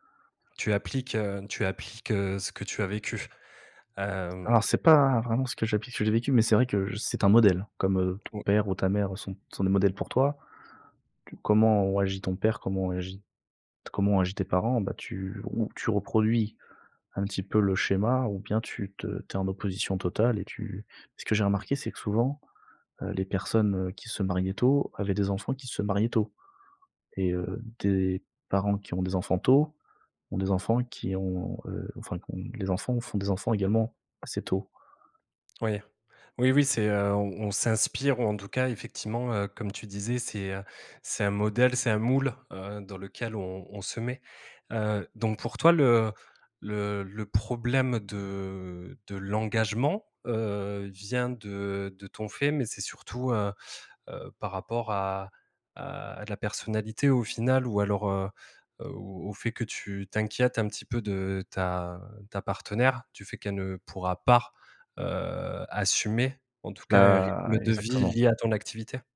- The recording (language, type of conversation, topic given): French, advice, Ressentez-vous une pression sociale à vous marier avant un certain âge ?
- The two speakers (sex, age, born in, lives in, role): male, 30-34, France, France, advisor; male, 30-34, France, France, user
- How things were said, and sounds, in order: tapping; stressed: "pas"